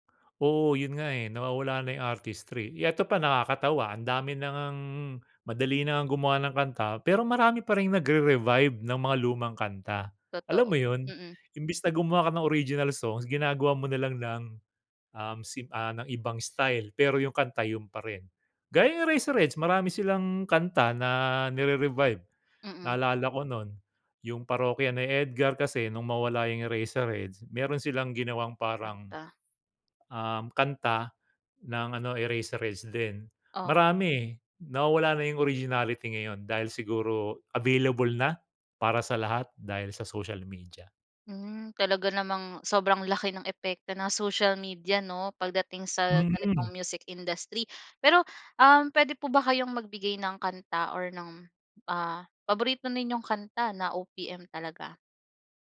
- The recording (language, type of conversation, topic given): Filipino, podcast, Ano ang tingin mo sa kasalukuyang kalagayan ng OPM, at paano pa natin ito mapapasigla?
- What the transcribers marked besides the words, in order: none